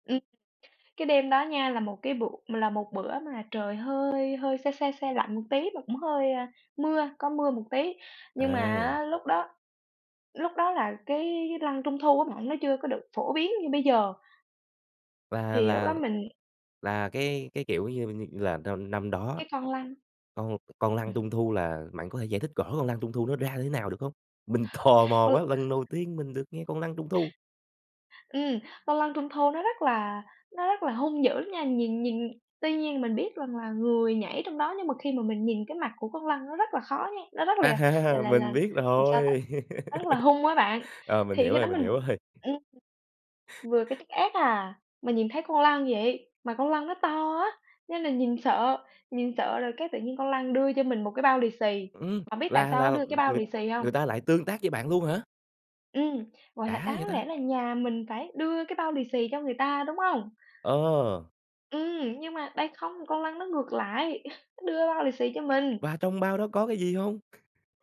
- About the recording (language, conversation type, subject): Vietnamese, podcast, Kỷ niệm thời thơ ấu nào khiến bạn nhớ mãi không quên?
- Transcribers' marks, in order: tapping; other noise; laughing while speaking: "tò"; other background noise; laughing while speaking: "A ha"; laugh; laughing while speaking: "rồi"; laugh